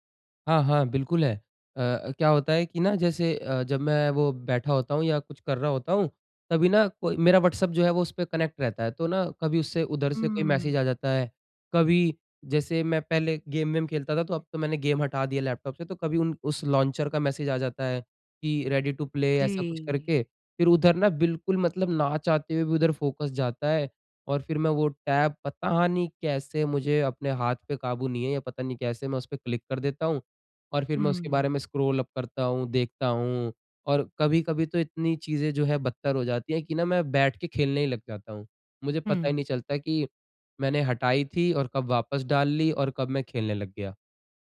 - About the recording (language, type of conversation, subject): Hindi, advice, मैं बार-बार ध्यान भटकने से कैसे बचूं और एक काम पर कैसे ध्यान केंद्रित करूं?
- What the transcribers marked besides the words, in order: in English: "कनेक्ट"; in English: "मैसेज़"; in English: "गेम-वेम"; in English: "गेम"; in English: "मैसेज"; in English: "रेडी टू प्ले"; tapping; in English: "फ़ोकस"; in English: "टैप"; in English: "स्क्रॉल अप"